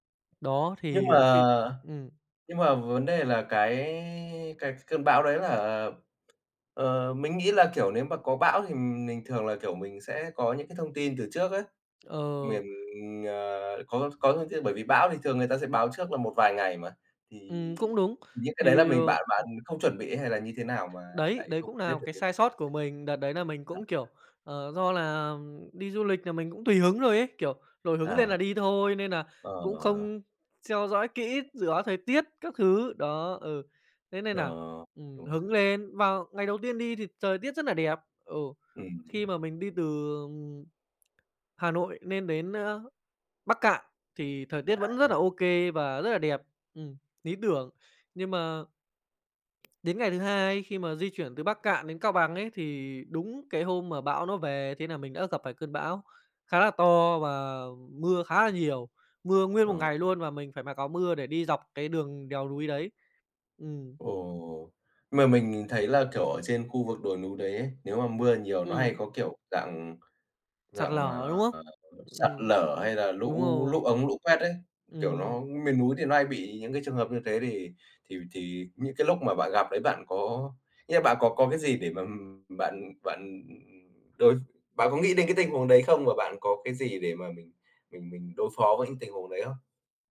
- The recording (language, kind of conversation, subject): Vietnamese, podcast, Bạn có thể kể về một lần gặp sự cố khi đi du lịch và cách bạn đã xử lý như thế nào không?
- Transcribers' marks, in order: tapping; unintelligible speech; "theo" said as "xeo"; other background noise; "lý tưởng" said as "ný tưởng"; "núi" said as "lúi"; unintelligible speech